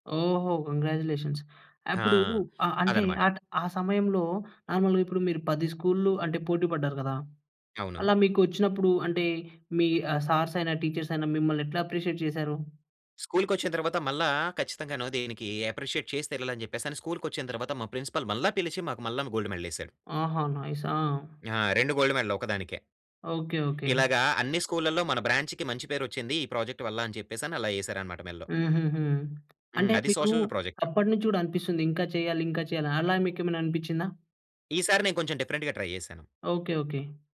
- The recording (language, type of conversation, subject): Telugu, podcast, మీకు అత్యంత నచ్చిన ప్రాజెక్ట్ గురించి వివరించగలరా?
- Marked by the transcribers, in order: in English: "కంగ్రాచ్యులేషన్స్"; in English: "నార్మల్‌గా"; in English: "టీచర్స్"; in English: "అప్రిషియేట్"; in English: "స్కూల్‌కి"; in English: "అప్రిషియేట్"; in English: "స్కూల్‌కి"; in English: "ప్రిన్సిపల్"; in English: "నైస్"; in English: "గోల్డ్ మెడల్"; tapping; in English: "డిఫరెంట్‌గా ట్రై"